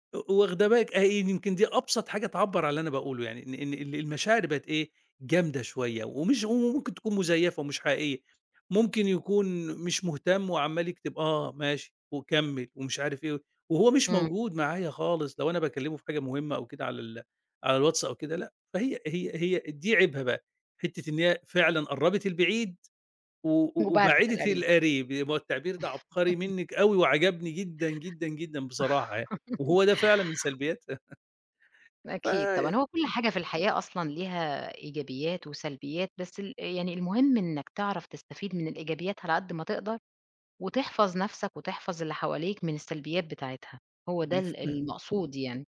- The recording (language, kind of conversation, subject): Arabic, podcast, إزاي شايف تأثير التكنولوجيا على ذكرياتنا وعلاقاتنا العائلية؟
- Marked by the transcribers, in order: other noise; laugh; laugh; chuckle; other background noise